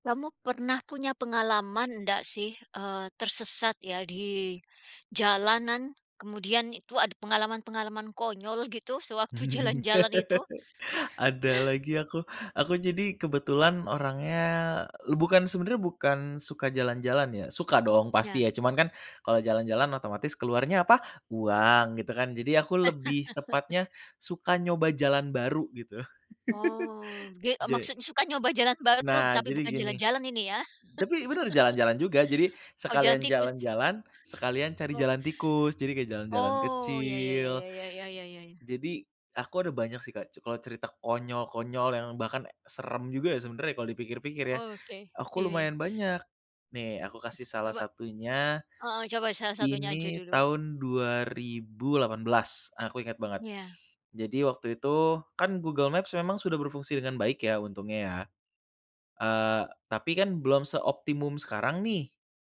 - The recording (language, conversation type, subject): Indonesian, podcast, Apa pengalaman tersesat paling konyol yang pernah kamu alami saat jalan-jalan?
- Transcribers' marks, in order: tapping; laughing while speaking: "jalan-jalan"; laugh; laugh; laugh; other background noise; chuckle; teeth sucking